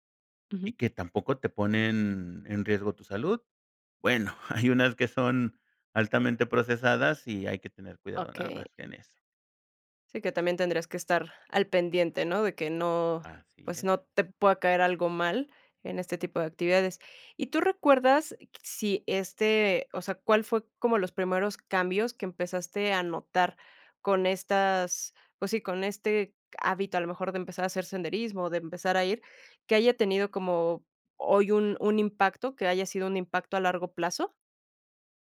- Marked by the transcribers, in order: unintelligible speech; giggle
- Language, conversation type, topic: Spanish, podcast, ¿Qué momento en la naturaleza te dio paz interior?